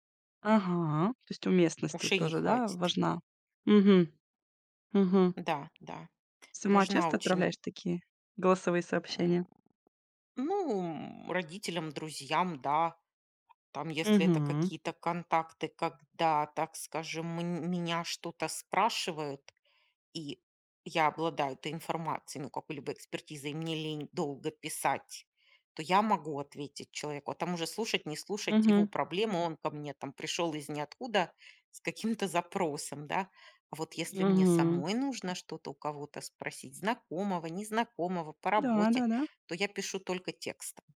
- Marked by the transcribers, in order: other background noise; tapping
- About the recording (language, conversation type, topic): Russian, podcast, Что важно учитывать при общении в интернете и в мессенджерах?